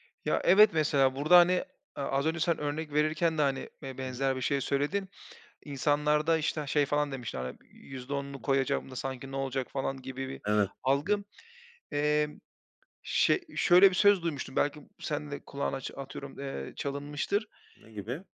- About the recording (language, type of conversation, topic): Turkish, unstructured, Finansal hedefler belirlemek neden gereklidir?
- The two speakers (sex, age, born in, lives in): male, 30-34, Turkey, Bulgaria; male, 35-39, Turkey, Poland
- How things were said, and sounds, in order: "işte" said as "işta"; other background noise